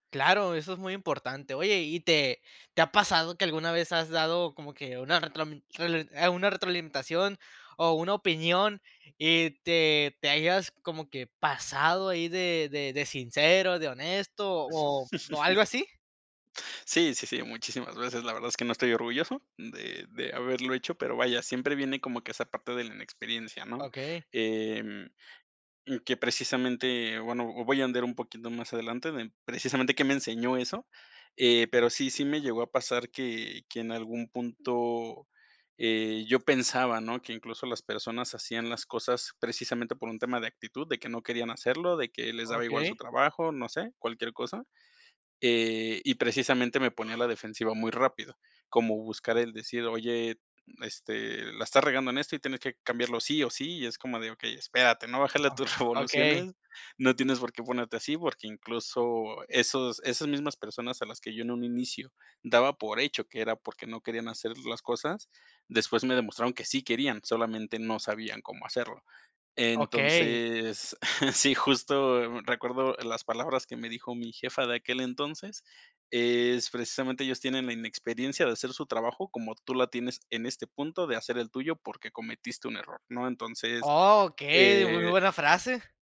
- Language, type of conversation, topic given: Spanish, podcast, ¿Cómo equilibras la honestidad con la armonía?
- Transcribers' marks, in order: laugh; laughing while speaking: "sí, justo"; drawn out: "Okey"